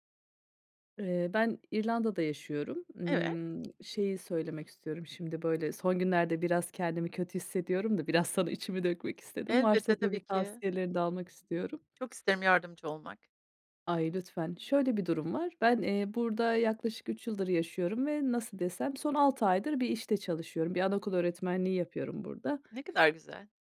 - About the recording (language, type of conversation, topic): Turkish, advice, Kutlamalarda kendimi yalnız ve dışlanmış hissediyorsam arkadaş ortamında ne yapmalıyım?
- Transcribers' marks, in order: tapping; other background noise